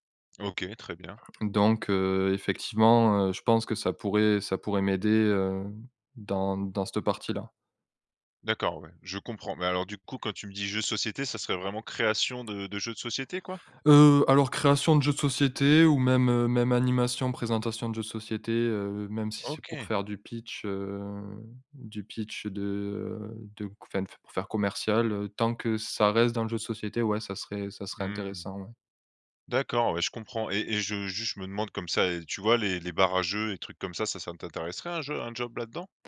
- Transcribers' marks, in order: anticipating: "Heu, alors, création de jeux de société ou même, heu, même animation"; tapping
- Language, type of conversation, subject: French, advice, Difficulté à créer une routine matinale stable